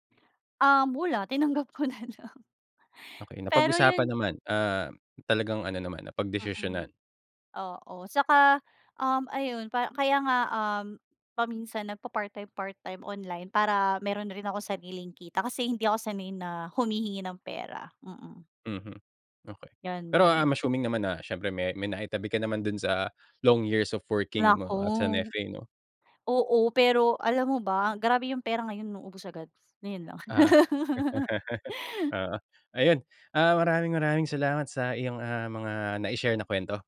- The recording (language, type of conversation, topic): Filipino, podcast, Paano ka nagpasya kung susundin mo ang hilig mo o ang mas mataas na sahod?
- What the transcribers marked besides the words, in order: laughing while speaking: "Tinanggap ko na lang"; in English: "long years of working"; laugh